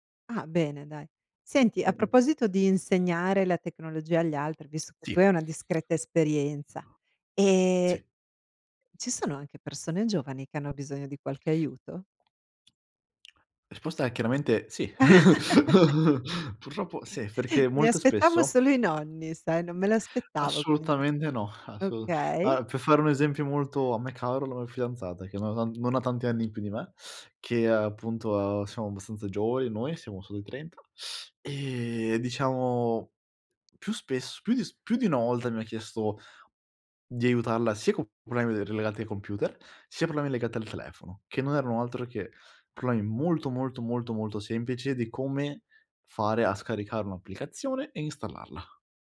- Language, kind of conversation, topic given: Italian, podcast, Ti capita di insegnare la tecnologia agli altri?
- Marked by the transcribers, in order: other background noise; tapping; chuckle; "Assolutamente" said as "assolutamende"; "mia" said as "mo"; teeth sucking